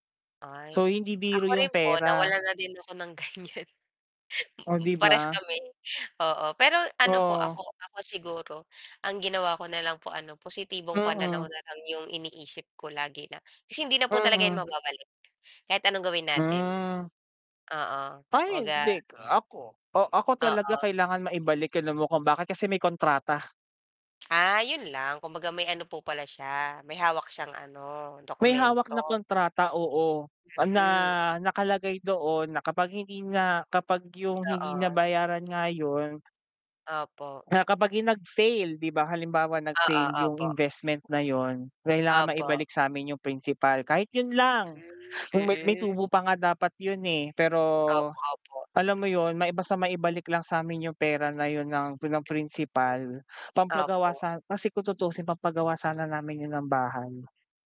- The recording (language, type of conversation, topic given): Filipino, unstructured, Paano mo pinapatibay ang relasyon mo sa pamilya?
- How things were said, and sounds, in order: distorted speech; tapping; laughing while speaking: "ng ganiyan"; chuckle; other background noise; static